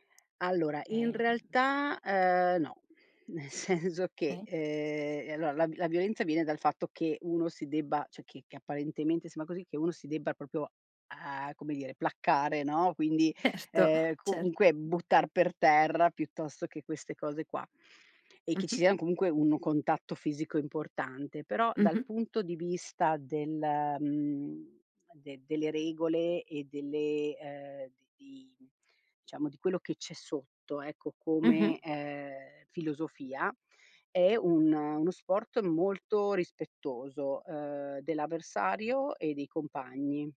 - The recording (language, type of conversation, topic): Italian, podcast, Ti è mai capitato di scoprire per caso una passione, e com’è successo?
- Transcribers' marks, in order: laughing while speaking: "nel senso"; "Okay" said as "kay"; "cioè" said as "ceh"